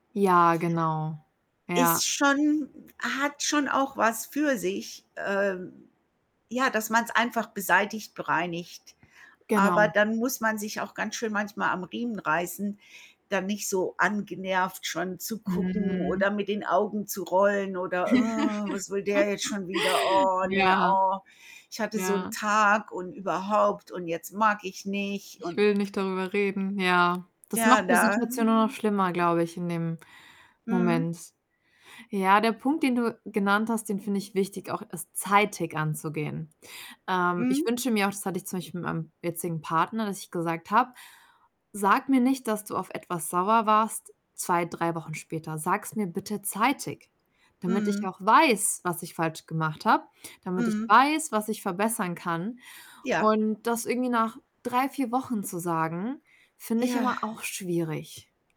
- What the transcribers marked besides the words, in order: static; other background noise; distorted speech; put-on voice: "Ah, was will der jetzt … ich nicht und"; giggle; other noise; stressed: "weiß"
- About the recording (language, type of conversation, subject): German, unstructured, Wie kannst du verhindern, dass ein Streit eskaliert?